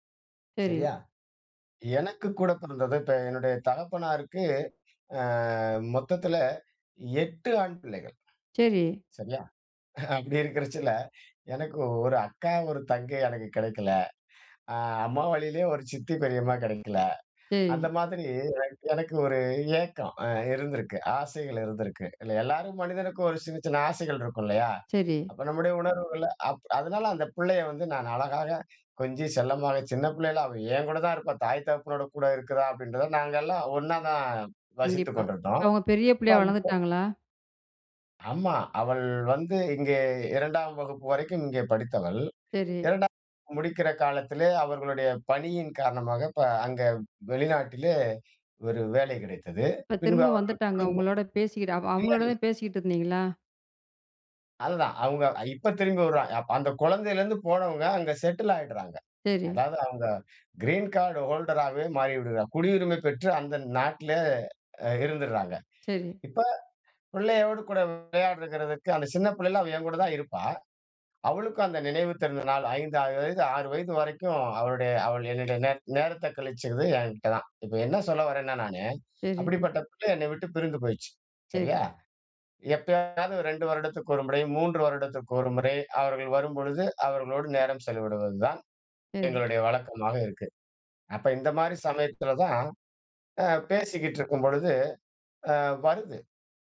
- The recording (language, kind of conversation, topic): Tamil, podcast, அன்புள்ள உறவுகளுடன் நேரம் செலவிடும் போது கைபேசி இடைஞ்சலை எப்படித் தவிர்ப்பது?
- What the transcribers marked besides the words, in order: other background noise; drawn out: "அ"; laughing while speaking: "அப்படி இருக்கிறச்சில"; "இருக்குறதுல" said as "இருக்கிறச்சில"; other noise; unintelligible speech; tapping; in English: "கிரீன் கார்டு ஹோல்டர்"; "மாறிவிடுகிறார்கள்" said as "மாறிவிடுகிறா"